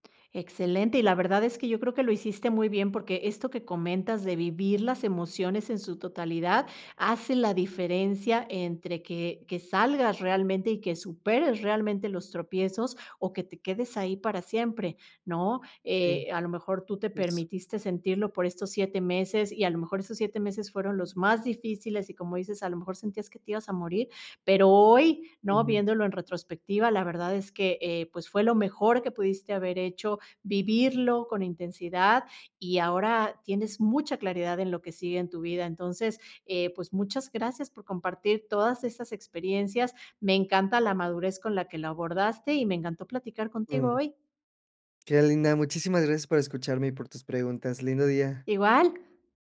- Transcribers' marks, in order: other background noise
- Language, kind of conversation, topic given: Spanish, podcast, ¿Cómo recuperas la confianza después de un tropiezo?